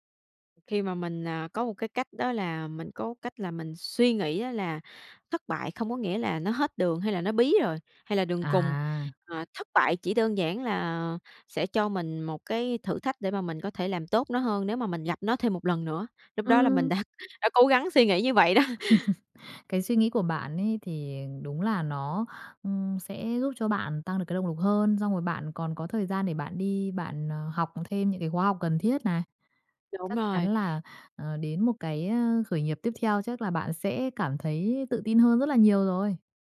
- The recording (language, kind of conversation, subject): Vietnamese, podcast, Khi thất bại, bạn thường làm gì trước tiên để lấy lại tinh thần?
- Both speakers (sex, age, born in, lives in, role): female, 25-29, Vietnam, Vietnam, guest; female, 30-34, Vietnam, Vietnam, host
- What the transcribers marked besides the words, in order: other background noise; laughing while speaking: "đã"; laugh